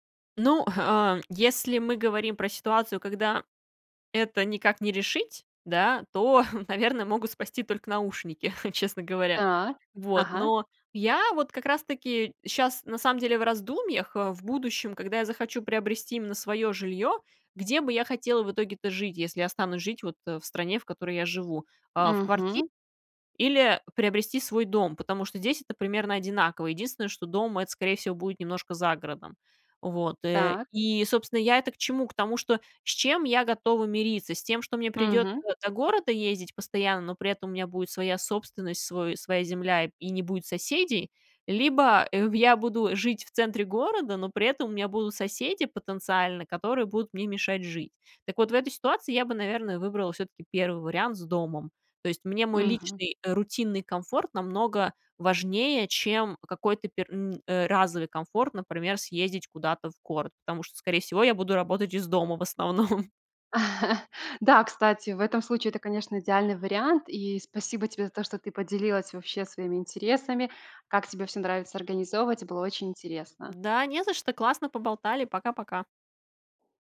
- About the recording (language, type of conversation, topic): Russian, podcast, Как вы обустраиваете домашнее рабочее место?
- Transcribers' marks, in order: laughing while speaking: "то"; laughing while speaking: "наушники"; laughing while speaking: "в основном"; chuckle